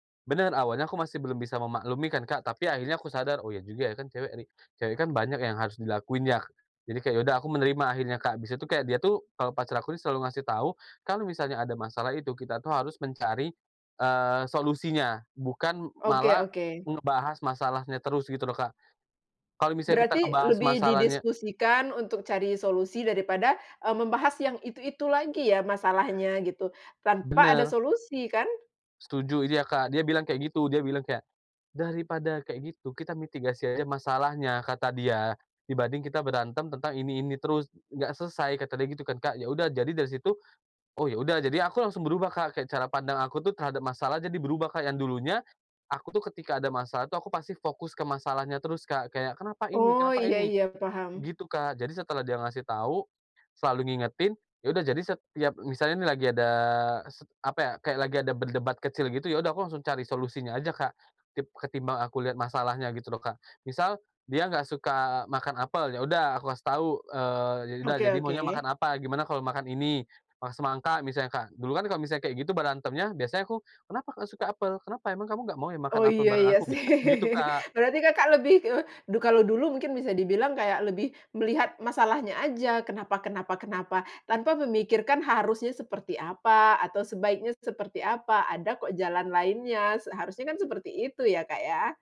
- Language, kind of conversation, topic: Indonesian, podcast, Siapa orang yang paling mengubah cara pandangmu, dan bagaimana prosesnya?
- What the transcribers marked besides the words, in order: "Ya" said as "ye"; laughing while speaking: "sih"; other background noise